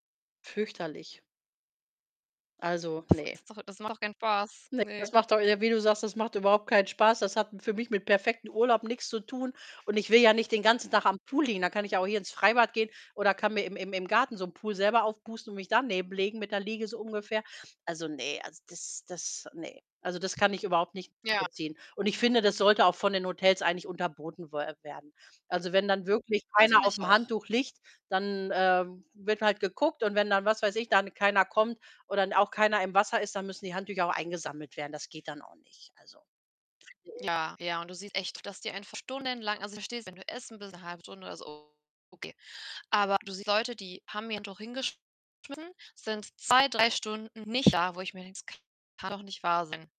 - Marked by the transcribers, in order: tapping; distorted speech; other background noise
- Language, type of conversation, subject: German, unstructured, Was macht für dich einen perfekten Urlaub aus?